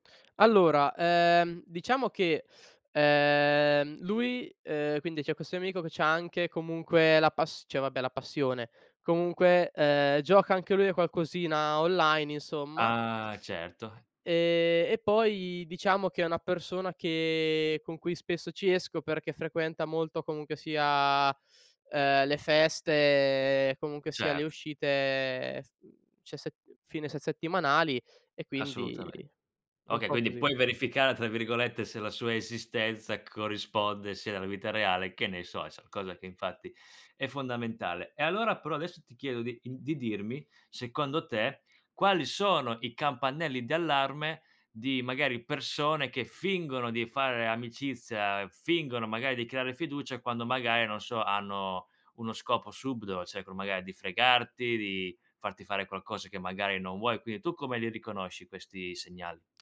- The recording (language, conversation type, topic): Italian, podcast, Come costruire fiducia online, sui social o nelle chat?
- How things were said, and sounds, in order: "cioè" said as "ceh"; other background noise